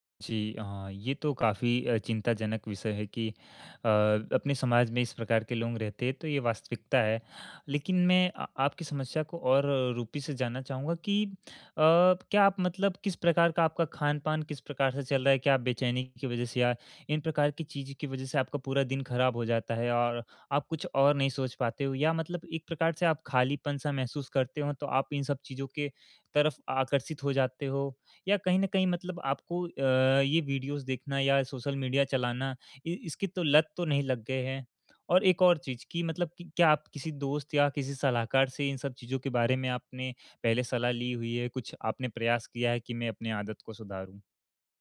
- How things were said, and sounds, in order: in English: "वीडियोज़"
- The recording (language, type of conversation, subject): Hindi, advice, सोने से पहले स्क्रीन देखने से चिंता और उत्तेजना कैसे कम करूँ?